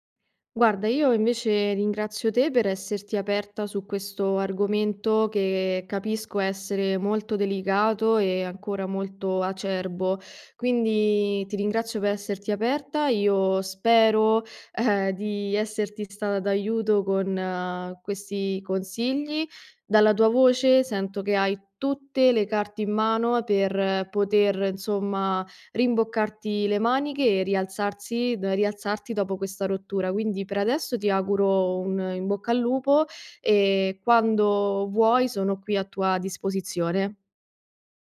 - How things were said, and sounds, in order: chuckle; "insomma" said as "nsomma"
- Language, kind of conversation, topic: Italian, advice, Dovrei restare amico del mio ex?